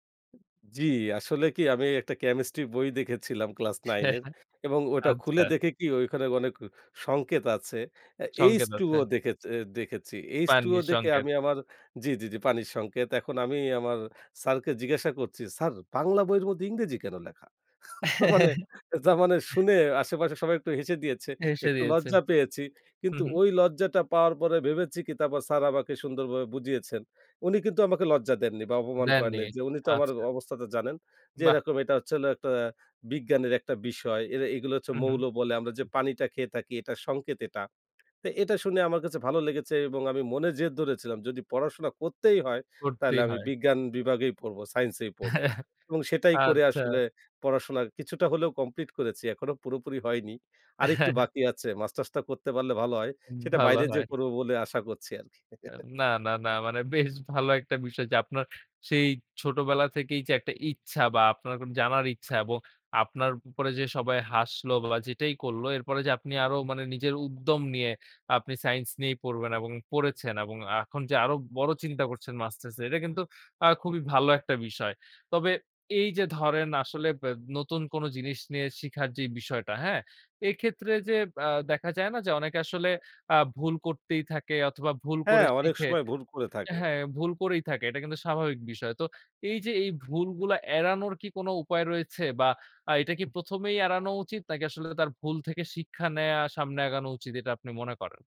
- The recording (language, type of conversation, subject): Bengali, podcast, নতুন করে কিছু শুরু করতে চাইলে, শুরুতে আপনি কী পরামর্শ দেবেন?
- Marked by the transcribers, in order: tapping; other background noise; "দেখেছি" said as "দেকেচি"; "দেখে" said as "দেকে"; "পানি" said as "পান্নি"; "করছি" said as "করচি"; laughing while speaking: "তার মানে, তার মানে শুনে আশেপাশে সবাই একটু হেসে দিয়েছে"; chuckle; "হেসে" said as "এসে"; "ভেবেছি" said as "ভেবেচি"; "ভাবে" said as "বাবে"; "খেয়ে" said as "কেয়ে"; "থাকি" said as "তাকি"; "লেগেছে" said as "লেগেচে"; "ধরেছিলাম" said as "দরেচিলাম"; chuckle; "আছে" said as "আচে"; chuckle; "এখন" said as "আখন"; "আগানো" said as "এগানো"